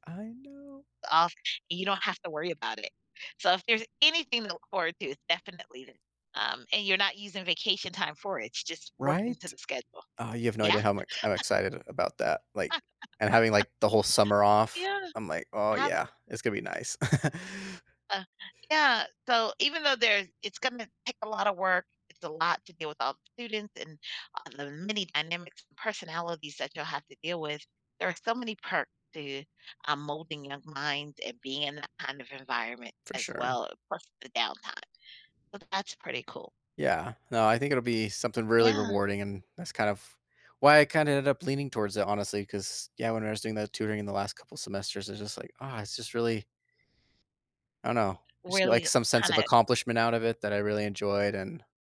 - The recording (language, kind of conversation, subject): English, advice, How can I manage nerves starting a new job?
- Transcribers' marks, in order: chuckle; laugh; chuckle